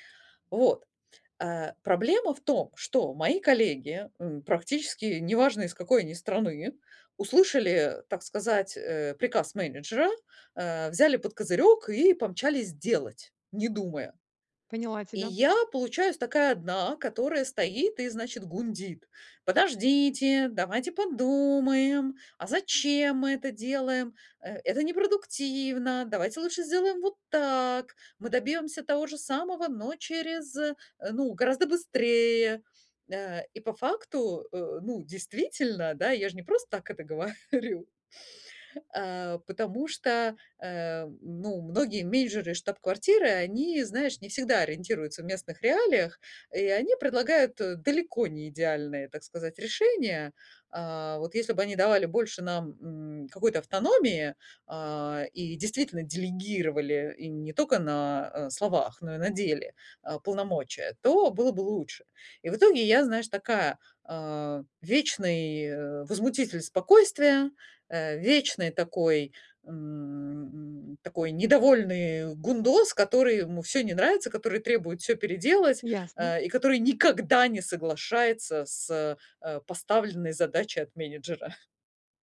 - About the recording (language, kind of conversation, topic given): Russian, advice, Как мне улучшить свою профессиональную репутацию на работе?
- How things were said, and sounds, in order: put-on voice: "Подождите, давайте подумаем. А зачем … ну, гораздо быстрее"; laughing while speaking: "говорю"; inhale; chuckle